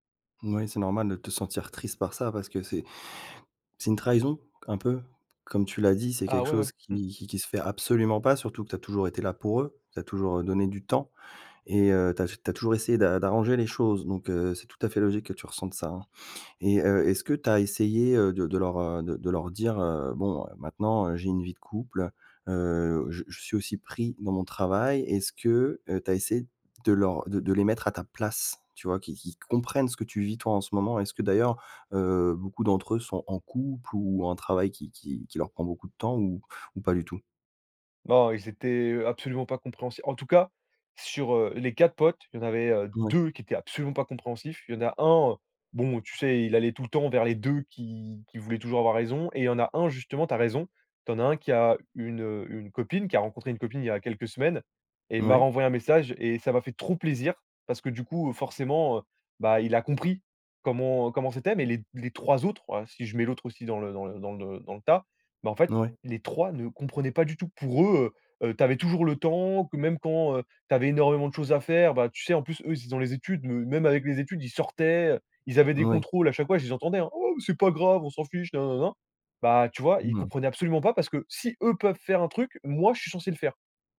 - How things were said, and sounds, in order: stressed: "place"; stressed: "deux"; stressed: "trop"; stressed: "temps"; put-on voice: "Oh, mais c'est pas grave, on s'en fiche nin nin nin nin"
- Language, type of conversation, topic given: French, advice, Comment gérer des amis qui s’éloignent parce que je suis moins disponible ?